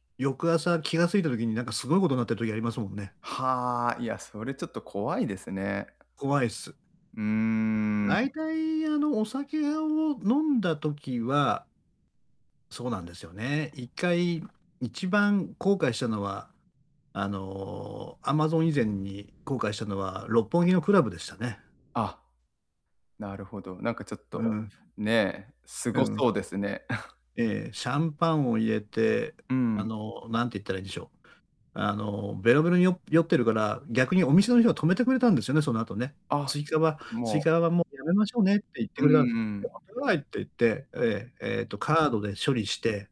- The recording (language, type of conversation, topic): Japanese, advice, 衝動買いを減らして賢く買い物するにはどうすればいいですか？
- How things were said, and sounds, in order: tapping; other background noise; distorted speech; static